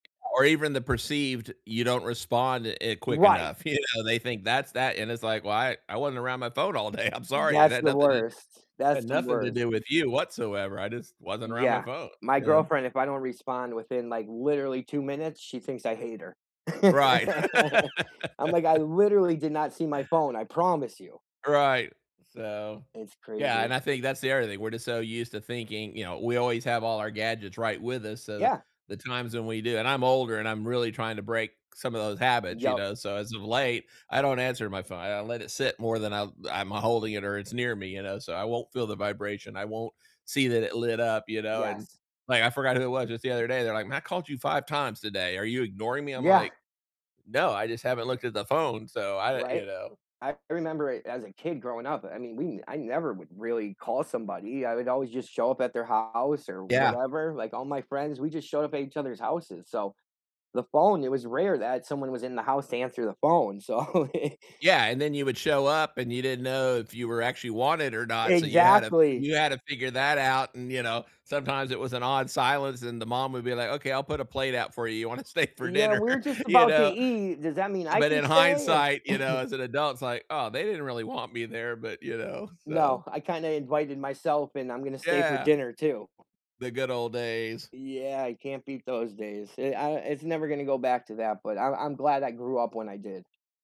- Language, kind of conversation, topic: English, unstructured, How can you kindly navigate boundaries and expectations to build mutual understanding and connection?
- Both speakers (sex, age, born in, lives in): male, 40-44, United States, United States; male, 60-64, United States, United States
- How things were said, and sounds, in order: tapping; laughing while speaking: "day"; laugh; other background noise; laugh; laughing while speaking: "stay for dinner? You know?"; chuckle